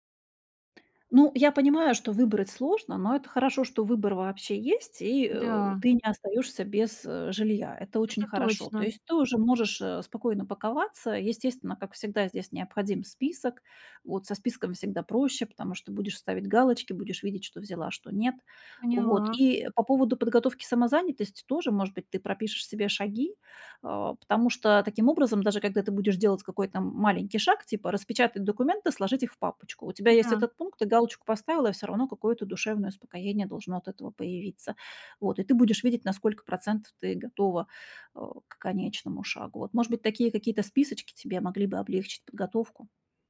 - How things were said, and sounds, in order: tapping
- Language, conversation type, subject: Russian, advice, Как принимать решения, когда всё кажется неопределённым и страшным?